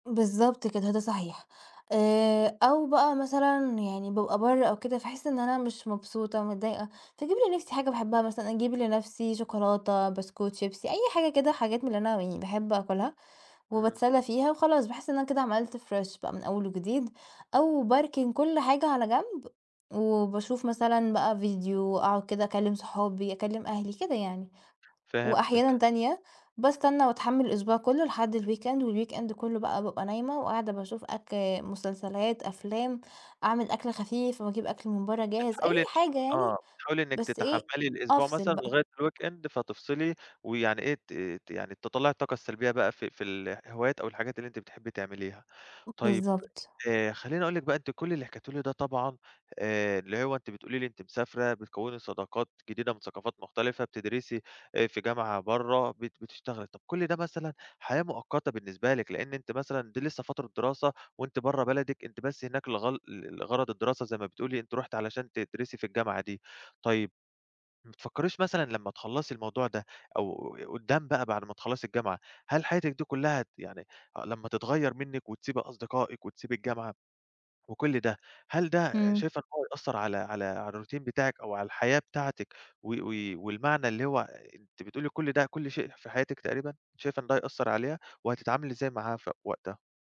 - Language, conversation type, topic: Arabic, podcast, إيه اللي مدي حياتك معنى الأيام دي؟
- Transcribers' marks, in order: in English: "فريش"; other background noise; in English: "الweekend والweekend"; in English: "الweekend"; tapping; unintelligible speech; in English: "الروتين"